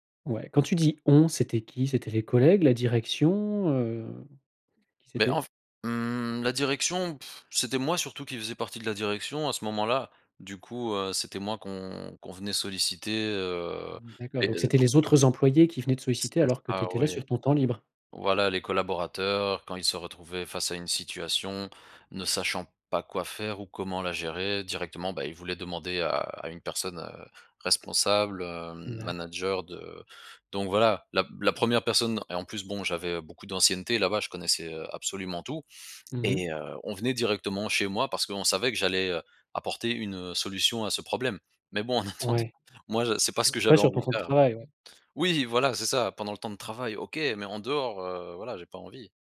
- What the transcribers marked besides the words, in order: blowing; unintelligible speech; other background noise; laughing while speaking: "en attendant"
- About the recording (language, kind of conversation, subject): French, podcast, Comment trouves-tu l’équilibre entre le travail et les loisirs ?